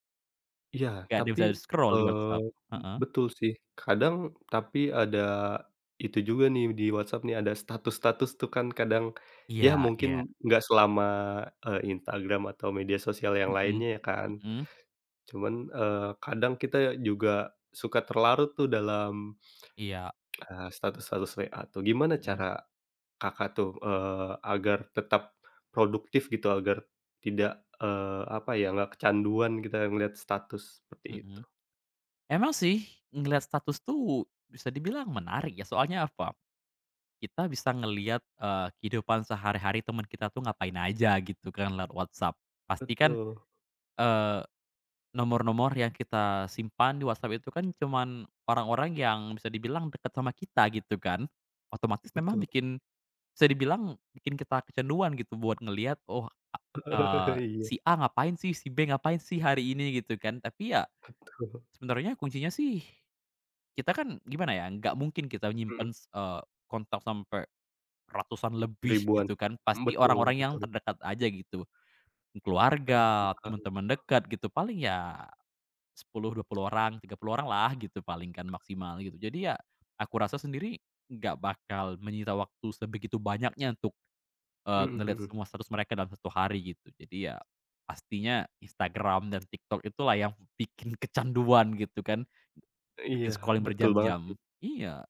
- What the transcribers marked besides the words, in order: in English: "scroll"; lip smack; tapping; other background noise; chuckle; in English: "scrolling"
- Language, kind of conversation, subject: Indonesian, podcast, Bagaimana kamu mengatur waktu di depan layar supaya tidak kecanduan?